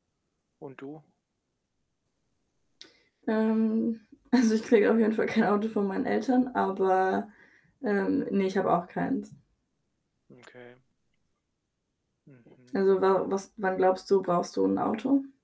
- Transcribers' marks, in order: static; laughing while speaking: "also"; laughing while speaking: "kein"; tapping
- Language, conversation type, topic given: German, unstructured, Was machst du, wenn du extra Geld bekommst?